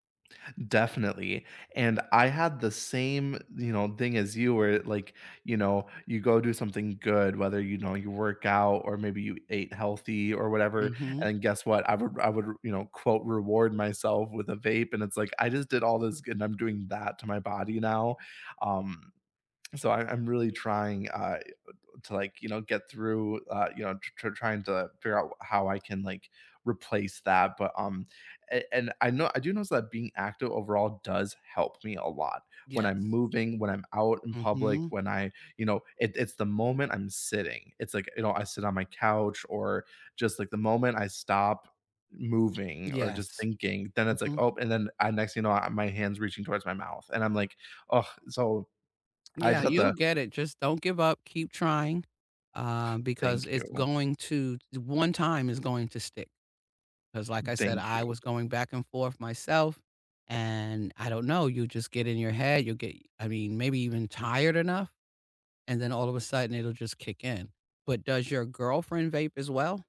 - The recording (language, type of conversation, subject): English, unstructured, What helps you stay consistent with being more active, and what support helps most?
- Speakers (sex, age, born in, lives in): female, 55-59, United States, United States; male, 25-29, United States, United States
- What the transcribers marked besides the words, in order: other noise; other background noise